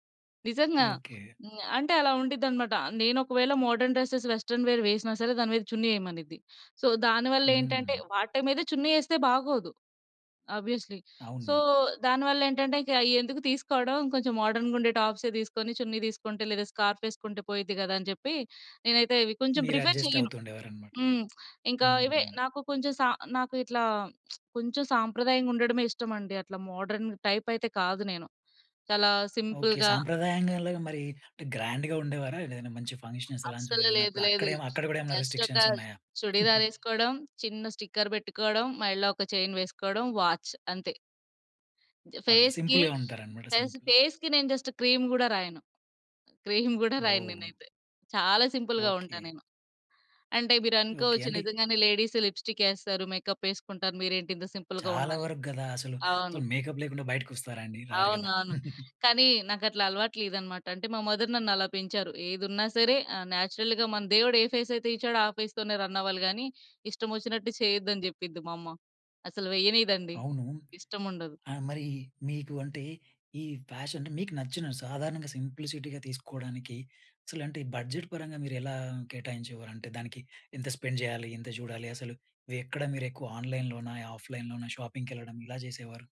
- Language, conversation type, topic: Telugu, podcast, సౌకర్యం-ఆరోగ్యం ముఖ్యమా, లేక శైలి-ప్రవణత ముఖ్యమా—మీకు ఏది ఎక్కువ నచ్చుతుంది?
- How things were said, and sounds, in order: in English: "మోడర్న్ డ్రెసెస్, వెస్టర్న్ వేర్"; in English: "సో"; in English: "ఆబ్వియస్‌లీ, సో"; in English: "స్కార్ఫ్"; tapping; in English: "అడ్జస్ట్"; in English: "ప్రిఫర్"; other noise; lip smack; in English: "మోడర్న్ టైప్"; in English: "సింపుల్‌గా"; in English: "గ్రాండ్‌గా"; in English: "ఫంక్షన్స్"; "అలాంటివి" said as "అలాంచ్"; in English: "జస్ట్"; in English: "రిస్ట్రిక్షన్స్"; giggle; in English: "స్టిక్కర్"; in English: "చైన్"; in English: "వాచ్"; in English: "ఫేస్‌కి"; in English: "సింపుల్‌గా"; in English: "ఫేస్‌కి"; in English: "సింపుల్"; in English: "జస్ట్ క్రీమ్"; in English: "క్రీమ్"; in English: "సింపుల్‌గా"; in English: "లేడీస్"; in English: "మేకప్"; in English: "సింపుల్‌గా"; in English: "సో, మేకప్"; chuckle; in English: "మదర్"; in English: "నేచురల్‌గా"; in English: "ఫేస్"; in English: "ఫేస్"; in English: "రన్"; in English: "ఫ్యాషన్"; in English: "సింప్లిసిటీగా"; in English: "బడ్జెట్"; in English: "స్పెండ్"; in English: "షాపింగ్‌కెళ్ళడం"